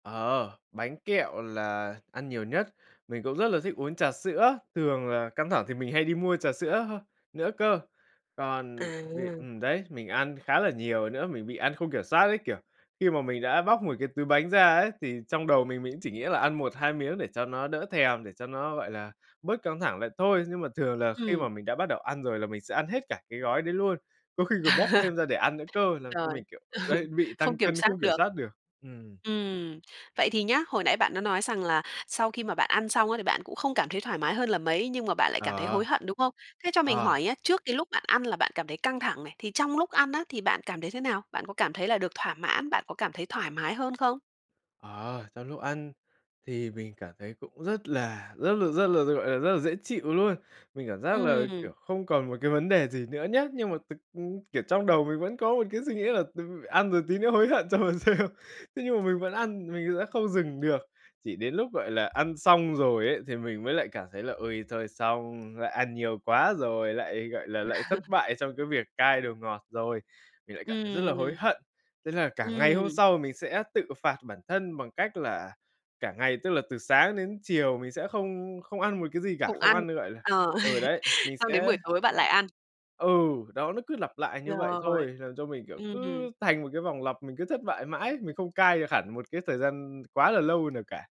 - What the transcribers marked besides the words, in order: laugh; other background noise; laughing while speaking: "ừ"; tapping; laughing while speaking: "cho mà xem"; laugh; laugh
- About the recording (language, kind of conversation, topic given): Vietnamese, advice, Vì sao tôi hay ăn theo cảm xúc khi căng thẳng và sau đó lại hối hận?